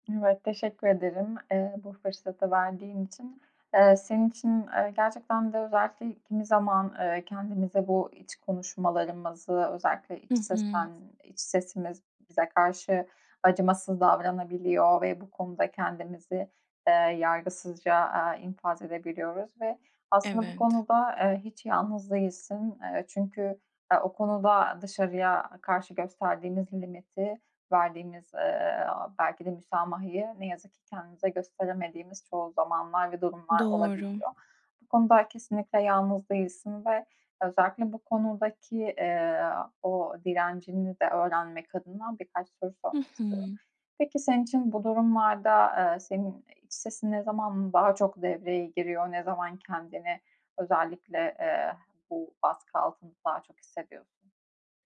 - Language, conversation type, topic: Turkish, advice, Kendime sürekli sert ve yıkıcı şeyler söylemeyi nasıl durdurabilirim?
- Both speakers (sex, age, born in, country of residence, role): female, 25-29, Turkey, Hungary, advisor; female, 25-29, Turkey, Ireland, user
- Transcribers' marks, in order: other background noise